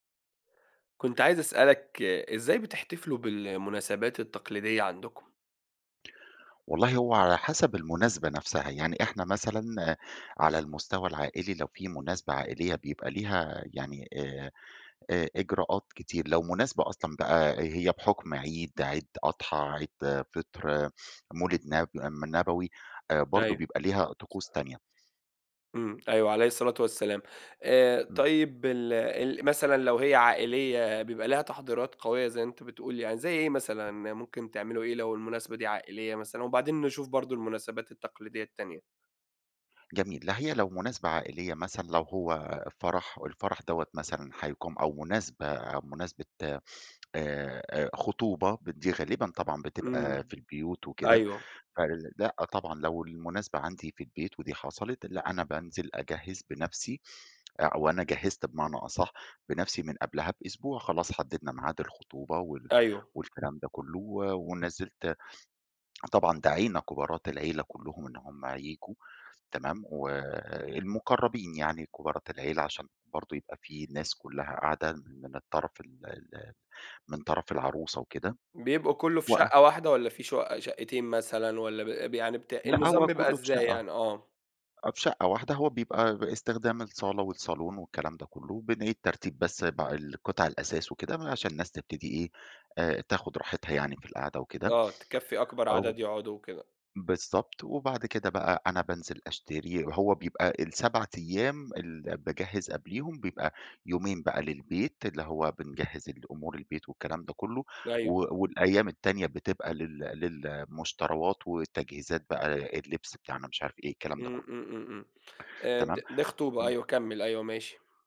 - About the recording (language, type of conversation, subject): Arabic, podcast, إزاي بتحتفلوا بالمناسبات التقليدية عندكم؟
- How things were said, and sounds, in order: tapping